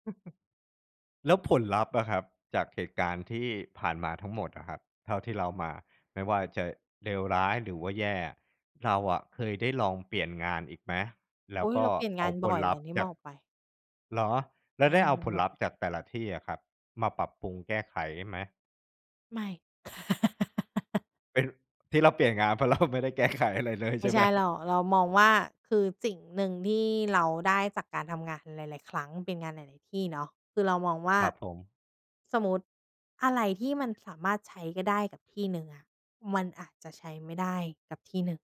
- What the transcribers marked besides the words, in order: chuckle; laugh; laughing while speaking: "เราไม่ได้แก้ไขอะไรเลยใช่ไหม ?"
- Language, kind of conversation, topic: Thai, podcast, คุณมีประสบการณ์อะไรบ้างที่ต้องตั้งขอบเขตกับการทำงานออนไลน์?